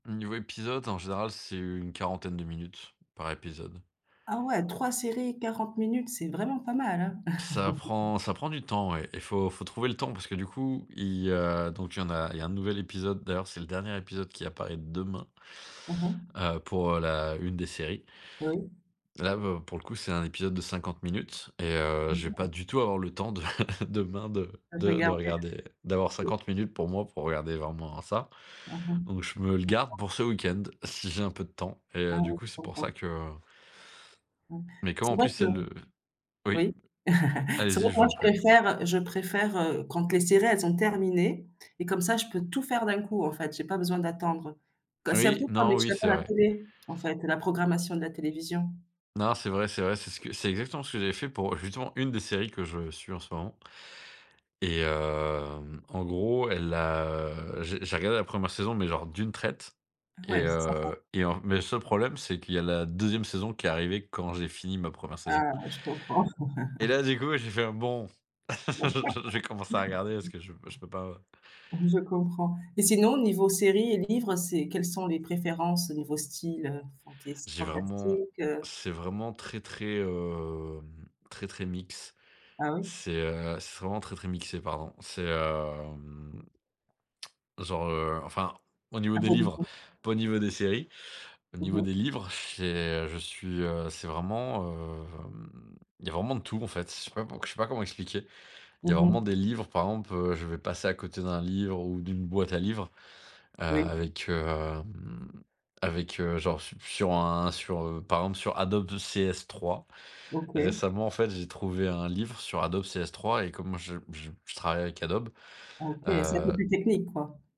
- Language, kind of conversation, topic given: French, unstructured, Est-il préférable de lire un livre ou de regarder un film pour se détendre après une longue journée ?
- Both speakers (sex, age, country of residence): female, 35-39, Portugal; male, 35-39, Netherlands
- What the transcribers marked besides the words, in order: chuckle; laughing while speaking: "de"; unintelligible speech; unintelligible speech; chuckle; other background noise; tapping; unintelligible speech; unintelligible speech; drawn out: "hem"; chuckle; laugh; drawn out: "hem"; tsk; unintelligible speech; blowing; drawn out: "hem"